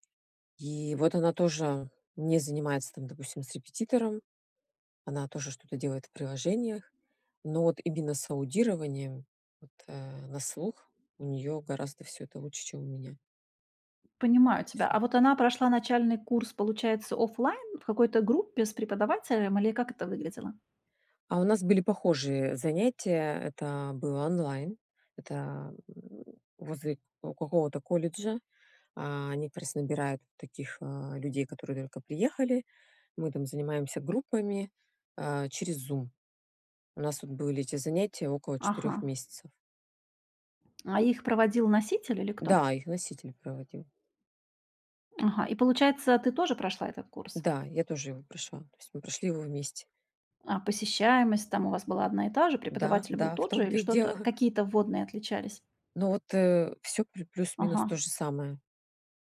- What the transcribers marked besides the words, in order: tapping; laughing while speaking: "том-то и дело"
- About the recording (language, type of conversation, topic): Russian, advice, Почему я постоянно сравниваю свои достижения с достижениями друзей и из-за этого чувствую себя хуже?